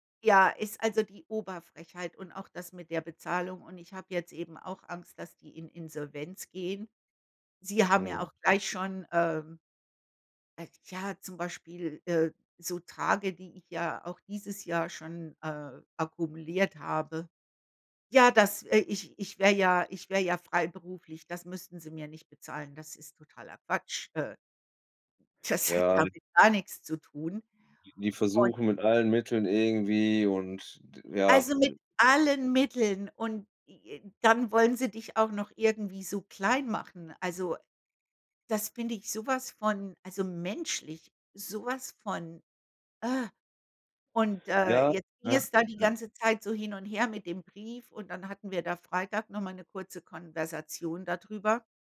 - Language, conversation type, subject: German, unstructured, Wie gehst du mit schlechtem Management um?
- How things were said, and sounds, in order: stressed: "allen"; stressed: "menschlich"; disgusted: "äh"